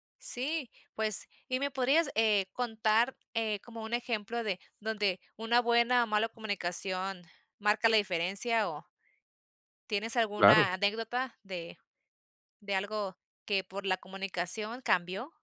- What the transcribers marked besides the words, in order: tapping
- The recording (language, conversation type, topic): Spanish, podcast, ¿Qué importancia tiene la comunicación en tu día a día?
- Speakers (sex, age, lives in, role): female, 30-34, United States, host; male, 20-24, United States, guest